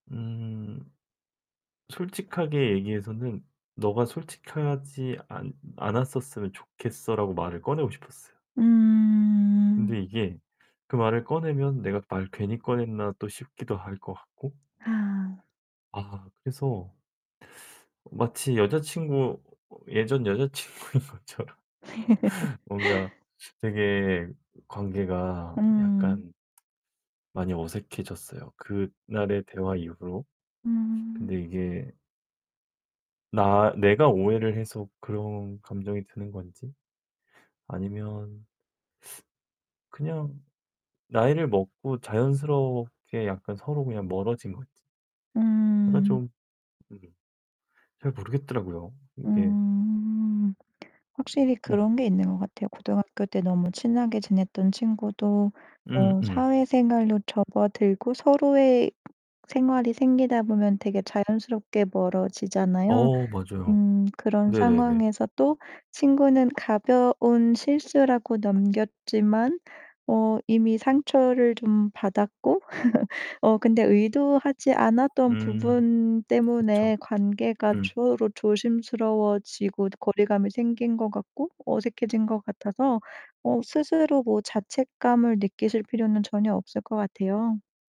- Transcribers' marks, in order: tapping; laughing while speaking: "여자친구인 것처럼"; laugh; other background noise; distorted speech; laugh
- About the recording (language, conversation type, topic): Korean, advice, 오해로 어색해진 관계를 다시 편하게 만들기 위해 어떻게 대화를 풀어가면 좋을까요?